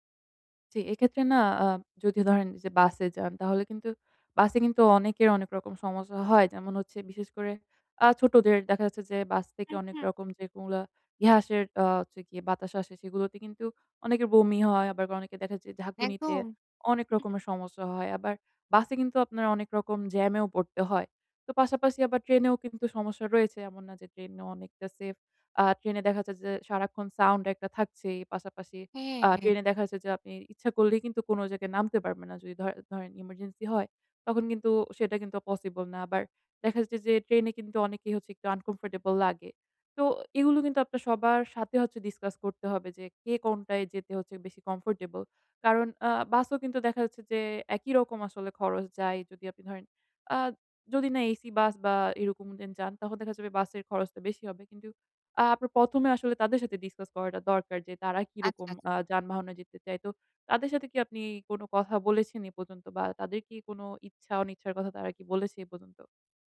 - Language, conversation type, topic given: Bengali, advice, ভ্রমণের জন্য কীভাবে বাস্তবসম্মত বাজেট পরিকল্পনা করে সাশ্রয় করতে পারি?
- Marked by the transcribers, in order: tapping; unintelligible speech; in English: "uncomfortable"; in English: "discuss"; in English: "comfortable"; unintelligible speech; in English: "discuss"